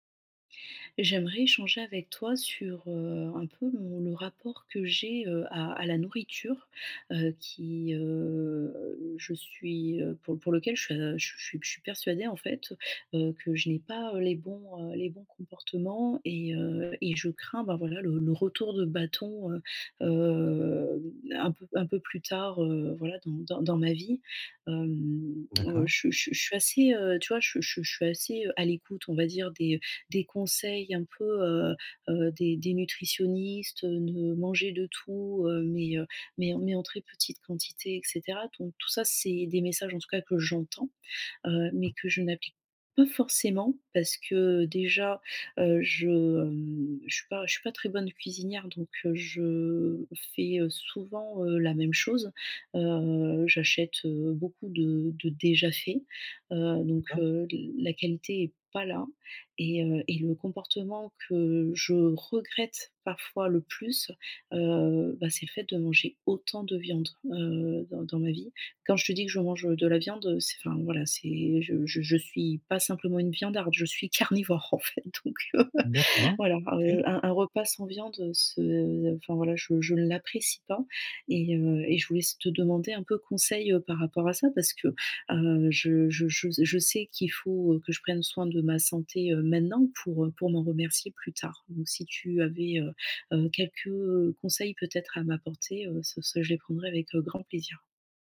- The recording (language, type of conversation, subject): French, advice, Que puis-je faire dès maintenant pour préserver ma santé et éviter des regrets plus tard ?
- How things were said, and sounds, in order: drawn out: "heu"; drawn out: "hem"; tapping; stressed: "pas"; stressed: "autant"; stressed: "carnivore"; laughing while speaking: "en fait, donc, heu"; laugh